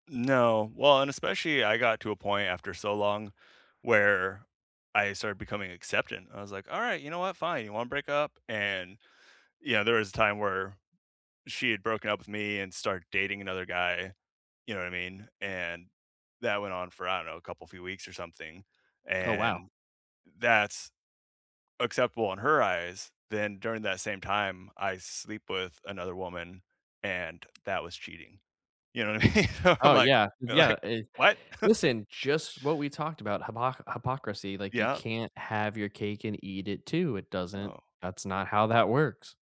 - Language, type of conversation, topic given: English, unstructured, How do you find fairness in everyday conflicts and turn disagreements into understanding?
- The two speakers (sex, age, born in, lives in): male, 35-39, United States, United States; male, 35-39, United States, United States
- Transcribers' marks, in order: tapping; laughing while speaking: "mean? I'm"; laughing while speaking: "like"; chuckle; laughing while speaking: "that"